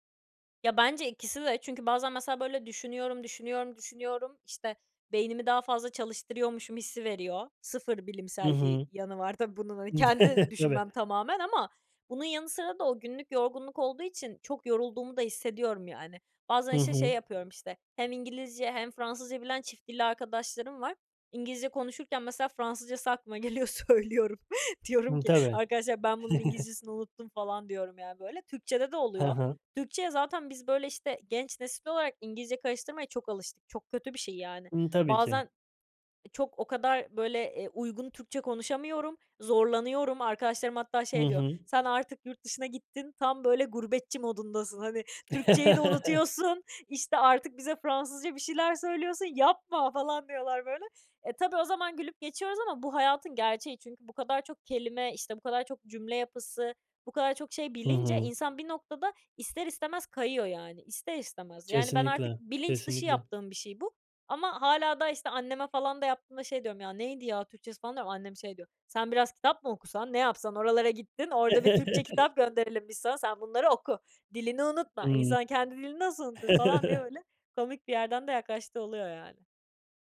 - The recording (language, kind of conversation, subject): Turkish, podcast, İki dil arasında geçiş yapmak günlük hayatını nasıl değiştiriyor?
- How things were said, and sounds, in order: other background noise; chuckle; laughing while speaking: "geliyor, söylüyorum"; chuckle; chuckle; tapping; stressed: "unutuyorsun"; chuckle; put-on voice: "Sen biraz kitap mı okusan … dilini nasıl unutur?!"; chuckle; chuckle